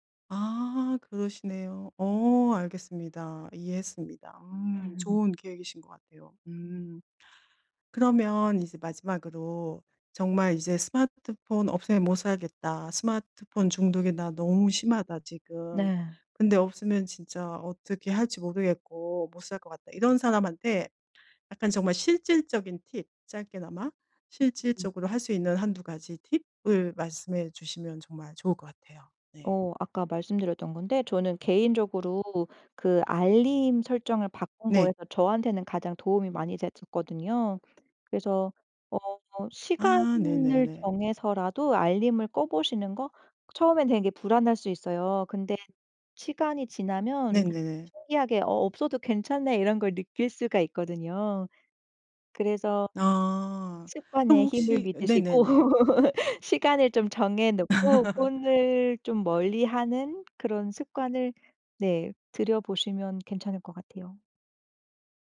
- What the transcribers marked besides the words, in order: laugh; tapping; laugh
- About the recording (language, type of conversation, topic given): Korean, podcast, 스마트폰 중독을 줄이는 데 도움이 되는 습관은 무엇인가요?